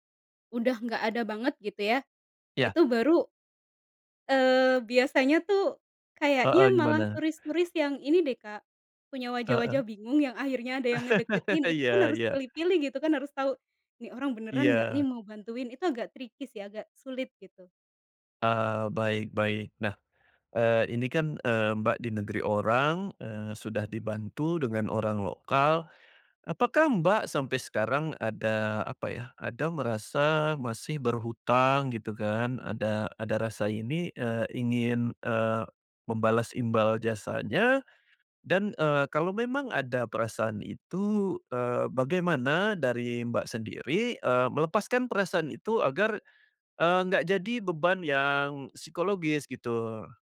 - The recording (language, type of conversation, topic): Indonesian, podcast, Pernahkah kamu bertemu orang asing yang membantumu saat sedang kesulitan, dan bagaimana ceritanya?
- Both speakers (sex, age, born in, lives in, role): female, 30-34, Indonesia, Indonesia, guest; male, 40-44, Indonesia, Indonesia, host
- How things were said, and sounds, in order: laugh; in English: "tricky"